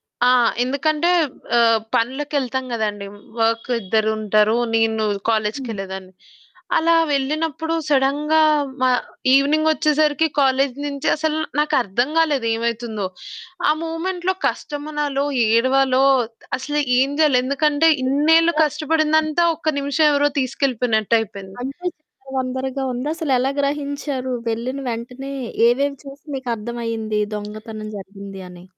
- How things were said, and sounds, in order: other background noise; horn; in English: "వర్క్"; in English: "సడెన్‌గా"; in English: "మూమెంట్‌లో"; distorted speech
- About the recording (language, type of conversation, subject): Telugu, podcast, కష్టకాలంలో మీరు మీ దృష్టిని ఎలా నిలబెట్టుకుంటారు?